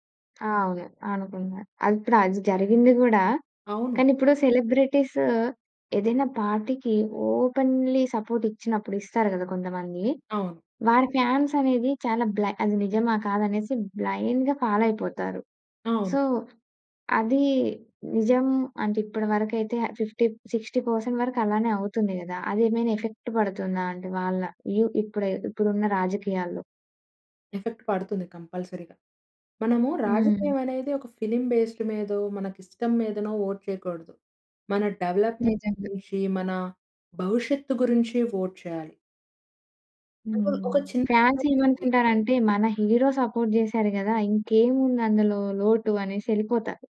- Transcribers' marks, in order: in English: "పార్టీకి ఓపెన్‌లీ సపోర్ట్"; in English: "ఫాన్స్"; in English: "బ్లైండ్‌గా ఫాలో"; in English: "సో"; in English: "ఫిఫ్టీ సిక్స్టీ పర్సెంట్"; in English: "ఎఫెక్ట్"; in English: "వ్యూ"; in English: "ఎఫెక్ట్"; in English: "కంపల్సరీగా"; in English: "ఫిల్మ్ బేస్డ్"; in English: "వోట్"; in English: "డెవలప్మెంట్"; in English: "వోట్"; in English: "ఫాన్స్"; in English: "ఎక్సాంపుల్"; in English: "హీరో సపోర్ట్"
- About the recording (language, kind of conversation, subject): Telugu, podcast, సెలబ్రిటీలు రాజకీయ విషయాలపై మాట్లాడితే ప్రజలపై ఎంత మేర ప్రభావం పడుతుందనుకుంటున్నారు?